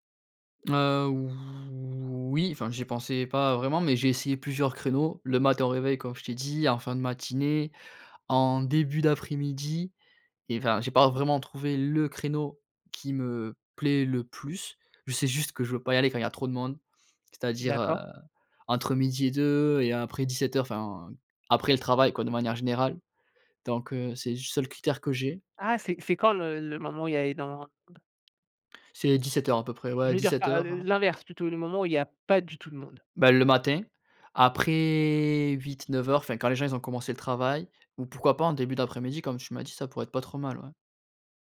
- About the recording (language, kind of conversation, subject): French, advice, Comment expliquer que vous ayez perdu votre motivation après un bon départ ?
- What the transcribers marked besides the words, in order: drawn out: "voui"; other background noise